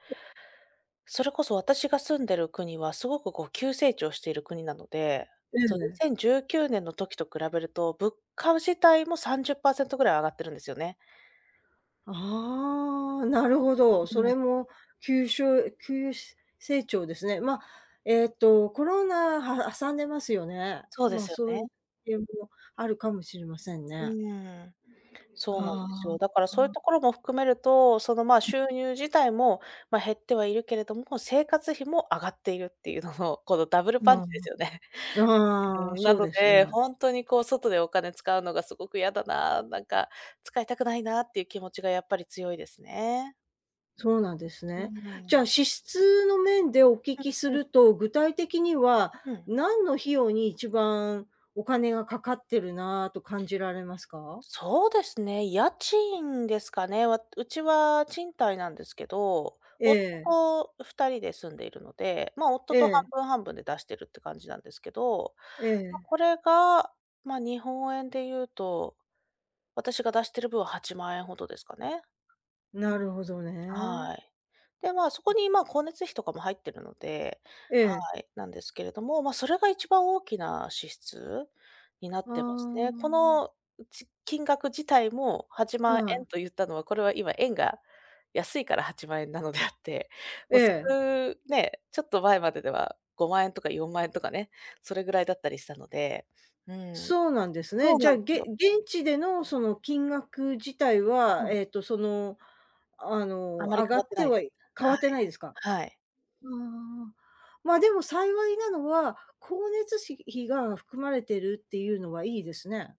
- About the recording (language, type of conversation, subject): Japanese, advice, 収入が減って生活費の見通しが立たないとき、どうすればよいですか？
- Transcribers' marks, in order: unintelligible speech; other background noise; laughing while speaking: "いうのの"; laughing while speaking: "なのであって"